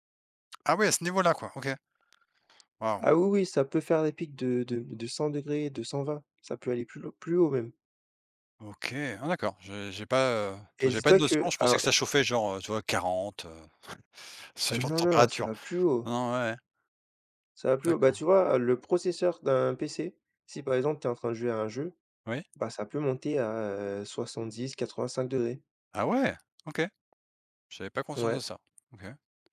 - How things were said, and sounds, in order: chuckle; surprised: "Ah ouais"; tapping
- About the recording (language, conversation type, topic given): French, unstructured, Comment pouvons-nous réduire notre empreinte carbone au quotidien ?